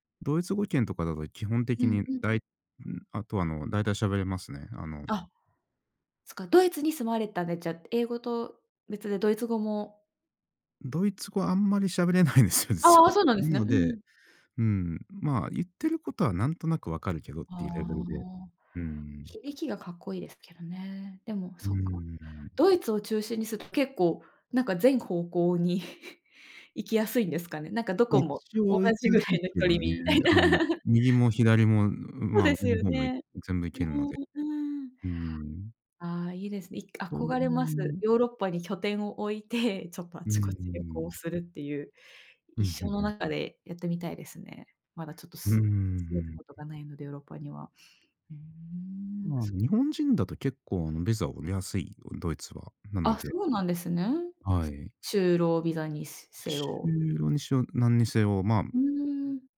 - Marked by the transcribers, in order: laughing while speaking: "ですよ、実は"; tapping; laughing while speaking: "距離にみたいな"; laugh
- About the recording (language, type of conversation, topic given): Japanese, unstructured, 旅行するとき、どんな場所に行きたいですか？